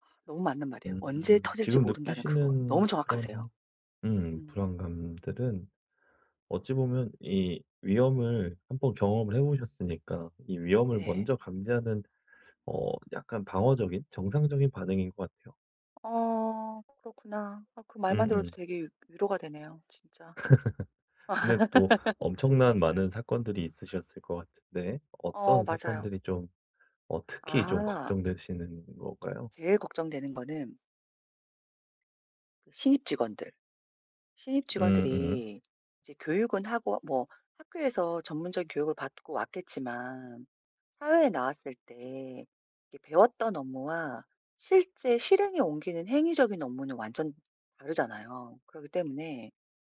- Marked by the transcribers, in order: other background noise; laugh; laugh
- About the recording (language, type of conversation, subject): Korean, advice, 통제할 수 없는 사건들 때문에 생기는 불안은 어떻게 다뤄야 할까요?